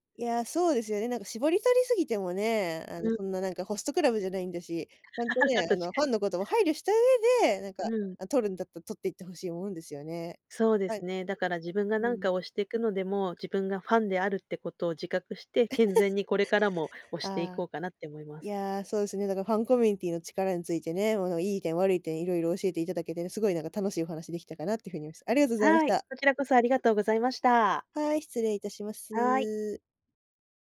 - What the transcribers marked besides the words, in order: laugh; chuckle; tapping
- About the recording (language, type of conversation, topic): Japanese, podcast, ファンコミュニティの力、どう捉えていますか？